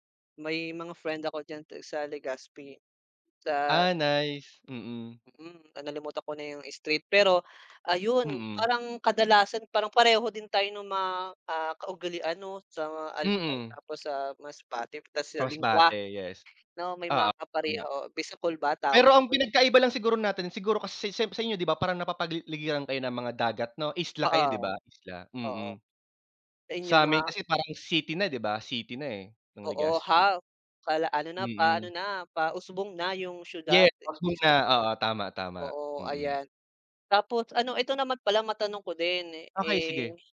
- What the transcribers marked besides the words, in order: tapping; "Masbate" said as "Crosbate"; "napapaligiran" said as "napapagligiran"
- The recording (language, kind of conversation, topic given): Filipino, unstructured, Ano ang mga alaala sa iyong pagkabata na hindi mo malilimutan?